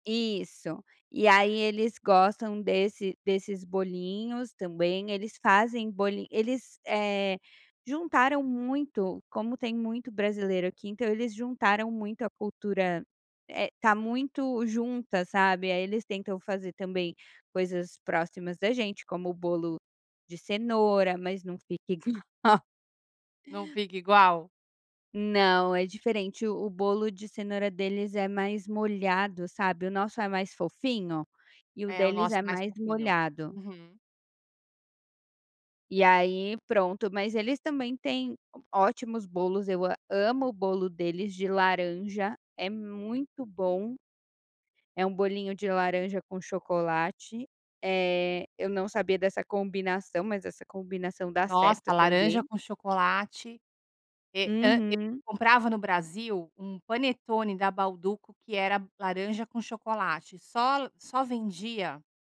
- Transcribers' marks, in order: giggle
- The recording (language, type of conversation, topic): Portuguese, podcast, Qual ritual de café da manhã marca a sua casa hoje em dia?